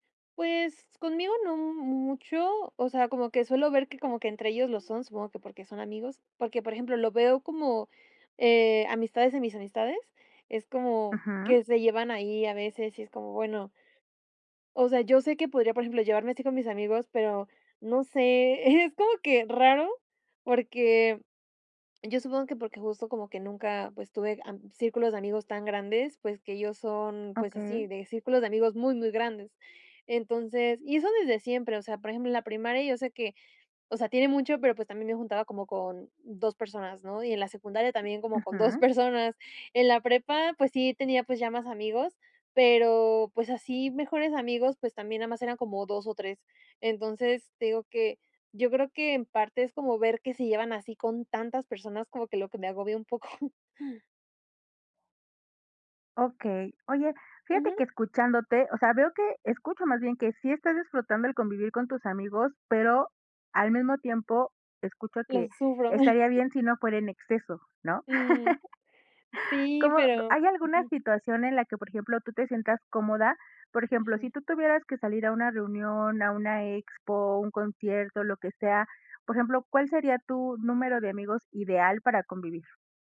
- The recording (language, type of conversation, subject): Spanish, advice, ¿Cómo puedo manejar la ansiedad en celebraciones con amigos sin aislarme?
- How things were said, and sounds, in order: giggle; other background noise; giggle; chuckle; laugh